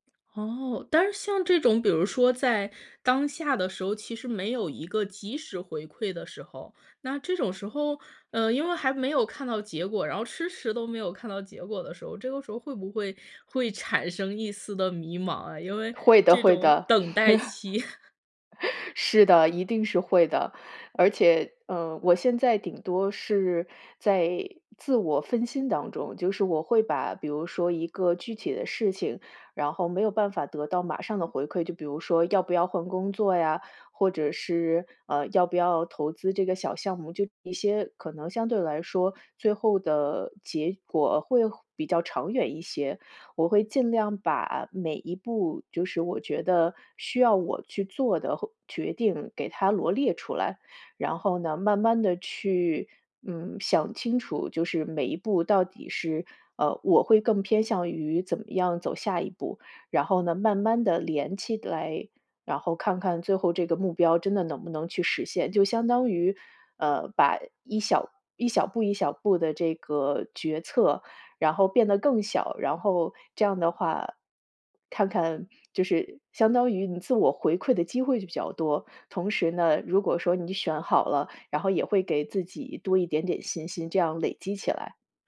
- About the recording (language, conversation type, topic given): Chinese, podcast, 你有什么办法能帮自己更快下决心、不再犹豫吗？
- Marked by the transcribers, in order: other background noise; chuckle